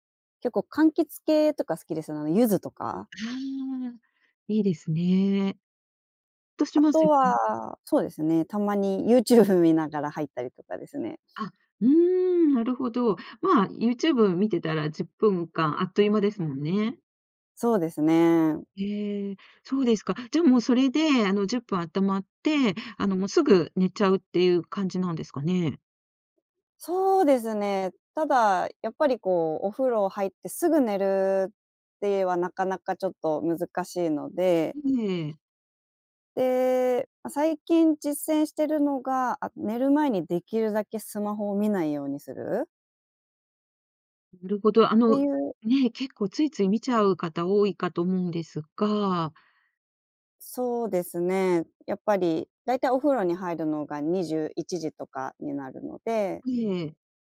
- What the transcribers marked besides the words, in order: other noise; other background noise; tapping
- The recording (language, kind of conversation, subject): Japanese, podcast, 睡眠の質を上げるために普段どんな工夫をしていますか？